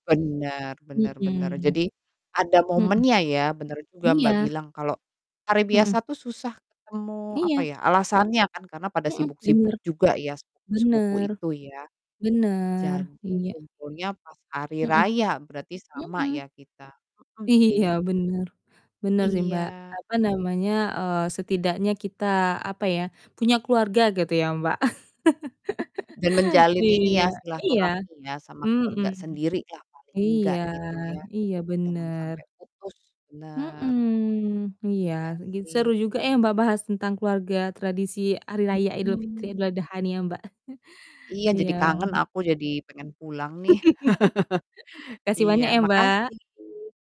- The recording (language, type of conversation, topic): Indonesian, unstructured, Bagaimana perayaan tradisi keluarga membuatmu bahagia?
- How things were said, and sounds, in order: distorted speech; other background noise; chuckle; drawn out: "Mhm"; chuckle; other noise; laugh; chuckle